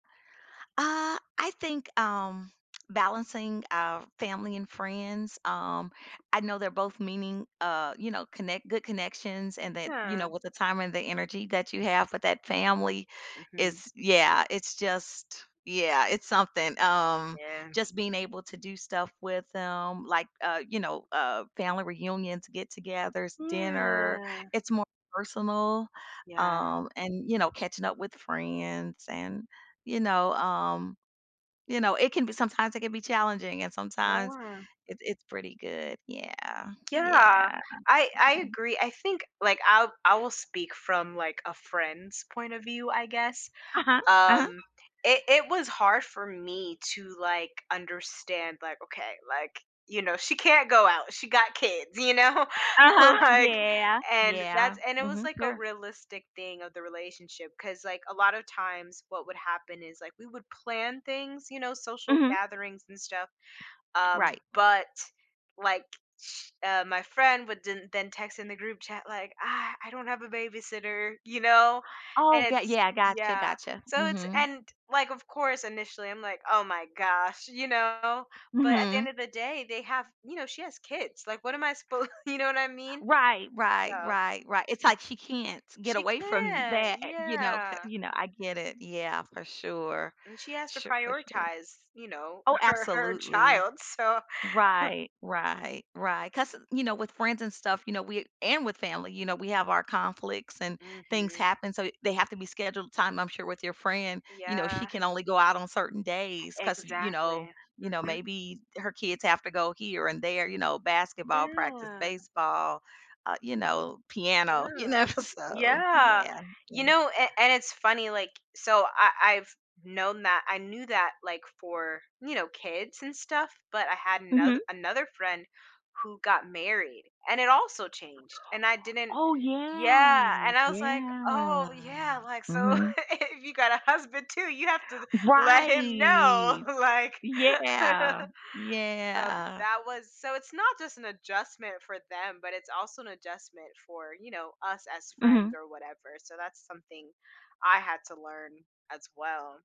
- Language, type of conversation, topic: English, unstructured, What helps you maintain strong connections with both family and friends?
- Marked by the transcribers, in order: tapping; drawn out: "Yeah"; other background noise; laughing while speaking: "you know, like"; background speech; laughing while speaking: "suppo"; drawn out: "can't"; chuckle; laughing while speaking: "you know"; unintelligible speech; gasp; laughing while speaking: "so if you got a … him know, like"; drawn out: "Right"